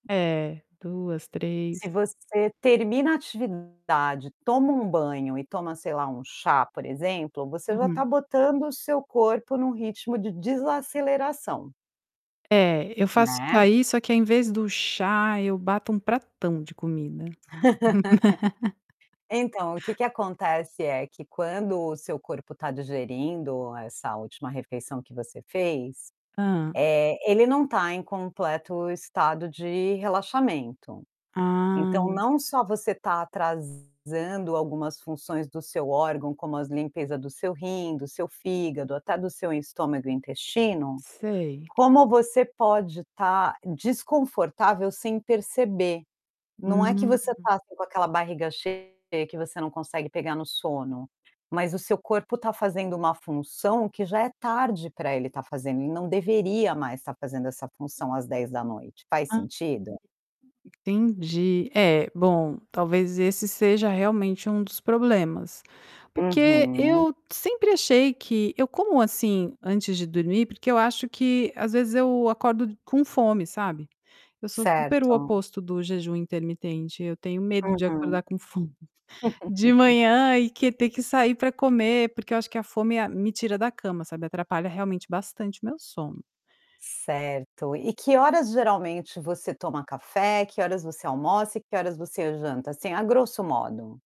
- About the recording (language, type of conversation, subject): Portuguese, advice, Por que sinto exaustão constante mesmo dormindo o suficiente?
- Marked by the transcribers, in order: tapping; static; distorted speech; laugh; other background noise; laugh; laugh